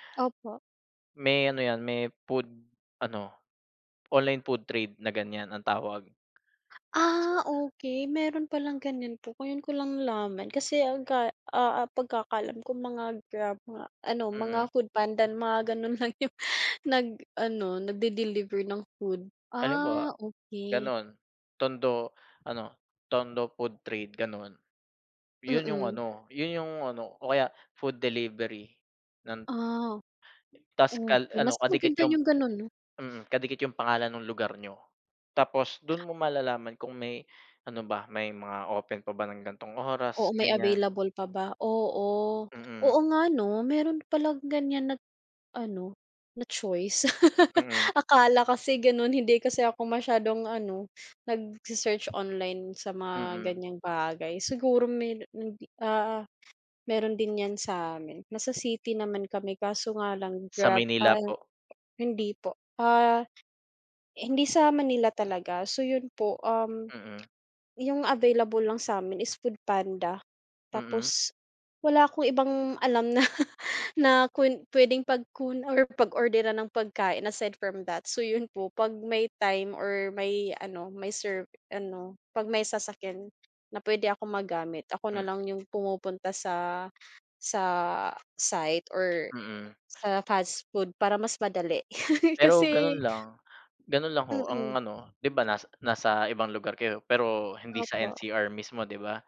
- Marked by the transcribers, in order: laughing while speaking: "lang yung"; tapping; laugh; other background noise; laughing while speaking: "na"; chuckle
- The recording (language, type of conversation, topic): Filipino, unstructured, Ano ang nararamdaman mo kapag walang pagkain sa bahay?